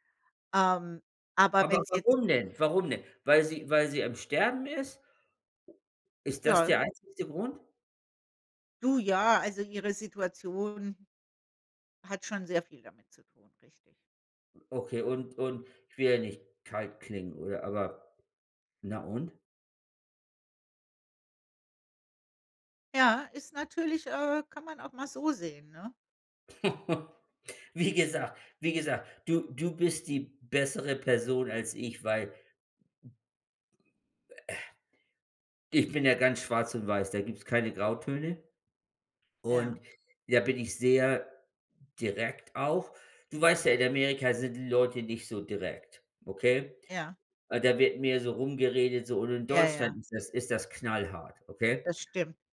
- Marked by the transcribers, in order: unintelligible speech; laugh
- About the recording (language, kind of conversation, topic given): German, unstructured, Wie kann man Vertrauen in einer Beziehung aufbauen?